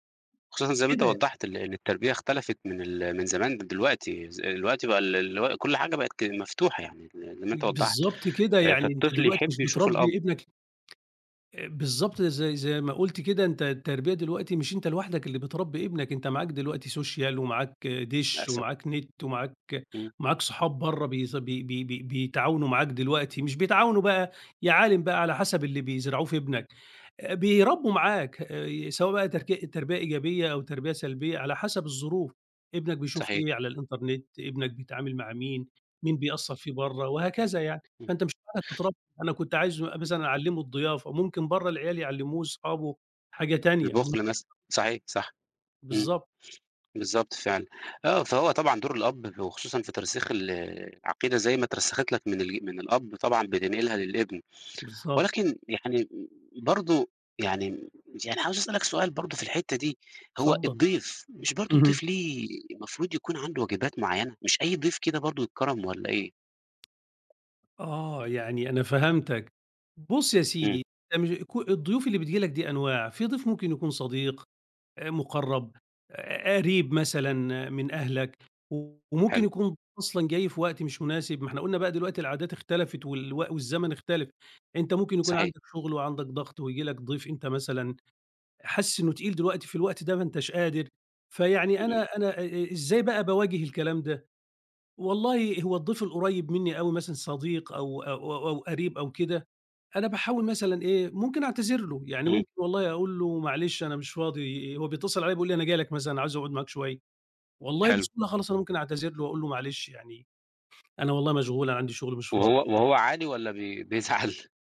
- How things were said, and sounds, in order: tapping; in English: "Social"; in English: "الInternet"; unintelligible speech; unintelligible speech; unintelligible speech; laughing while speaking: "بيزعل؟"
- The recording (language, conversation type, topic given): Arabic, podcast, إيه معنى الضيافة بالنسبالكوا؟
- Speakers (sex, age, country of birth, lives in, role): male, 30-34, Egypt, Portugal, host; male, 50-54, Egypt, Egypt, guest